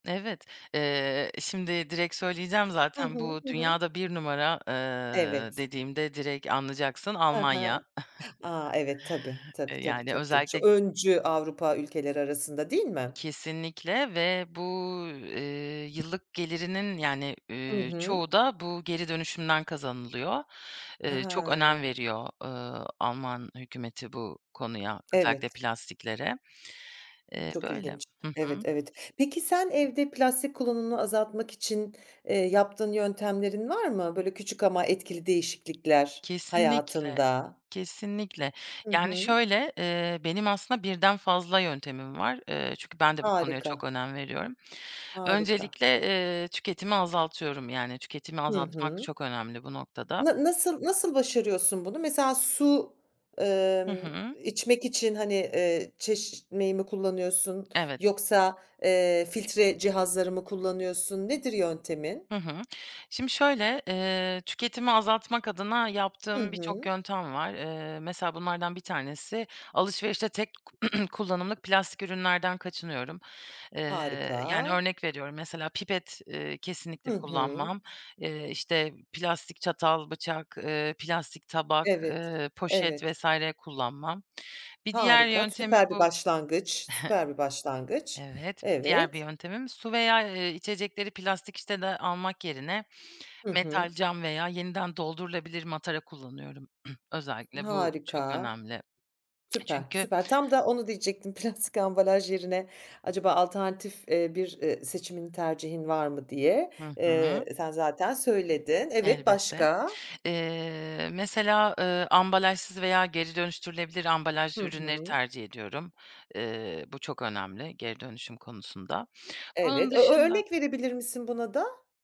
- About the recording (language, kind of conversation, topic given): Turkish, podcast, Plastik atıklarla başa çıkmanın pratik yolları neler?
- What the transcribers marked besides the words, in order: other background noise; chuckle; tapping; throat clearing; chuckle; throat clearing; lip smack